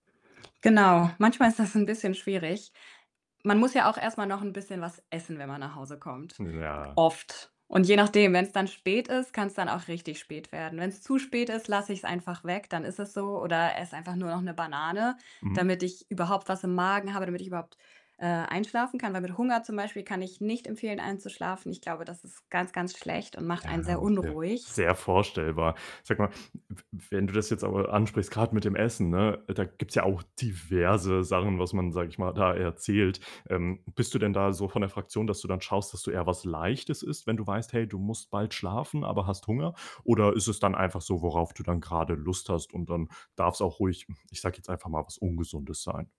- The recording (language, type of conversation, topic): German, podcast, Wie sorgst du für guten Schlaf?
- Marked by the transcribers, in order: unintelligible speech; laughing while speaking: "'n"; other background noise; unintelligible speech